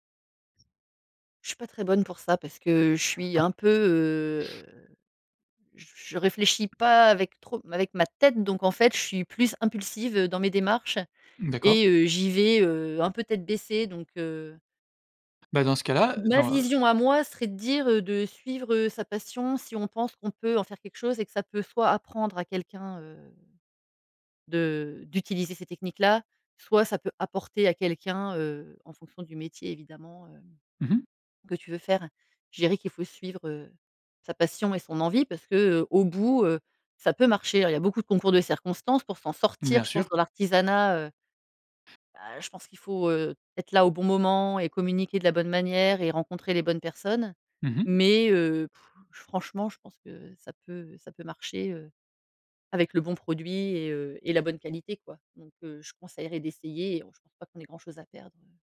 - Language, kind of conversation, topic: French, podcast, Comment transformer une compétence en un travail rémunéré ?
- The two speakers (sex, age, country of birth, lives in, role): female, 40-44, France, Netherlands, guest; male, 25-29, France, France, host
- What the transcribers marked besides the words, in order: chuckle; other background noise; drawn out: "heu"; tapping